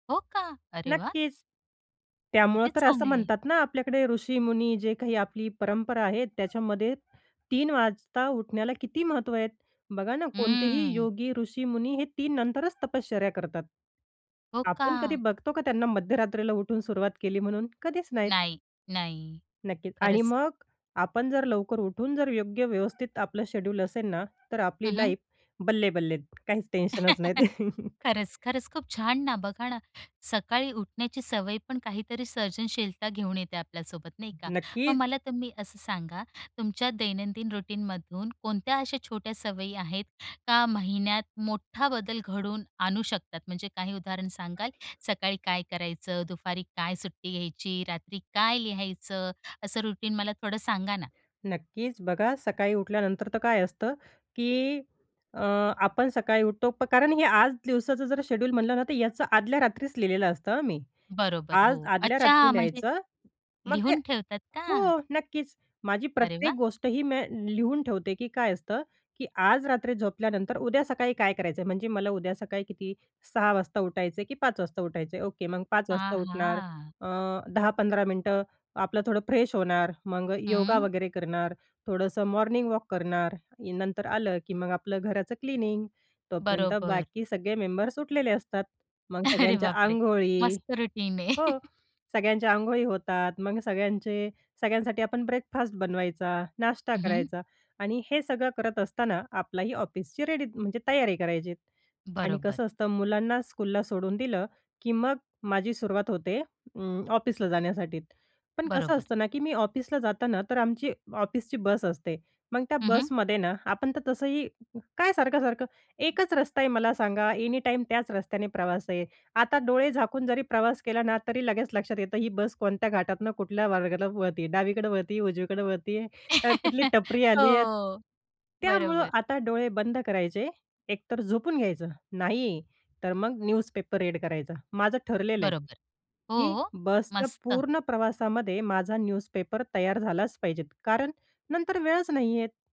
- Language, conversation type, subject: Marathi, podcast, रोजच्या सवयी सर्जनशीलता वाढवायला कशी मदत करतात?
- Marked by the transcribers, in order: other background noise; tapping; in English: "लाईफ"; giggle; chuckle; other noise; in English: "रुटीनमधून"; in English: "रुटीन"; in English: "फ्रेश"; in English: "मॉर्निंग"; laughing while speaking: "अरे"; in English: "रुटीन"; chuckle; in English: "रेडी"; in English: "स्कूलला"; "जाण्यासाठी" said as "जाण्यासाठीत"; in English: "एनी टाईम"; giggle; in English: "न्यूजपेपर रीड"; in English: "न्यूजपेपर"